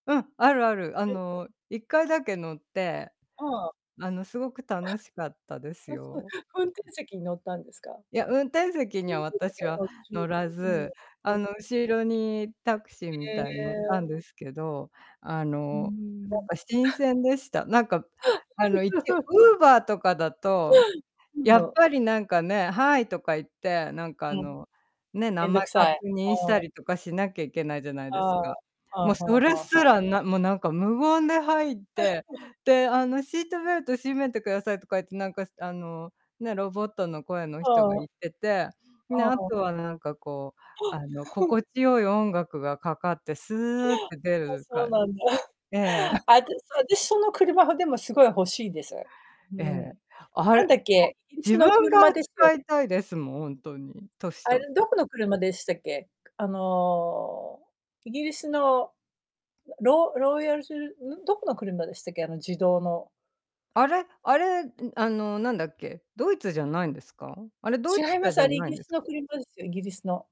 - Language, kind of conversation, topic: Japanese, unstructured, 技術の進歩によって、あなたの生活はどう変わったと思いますか？
- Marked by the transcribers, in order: unintelligible speech; distorted speech; unintelligible speech; unintelligible speech; laugh; in English: "Hi"; laugh; other background noise; chuckle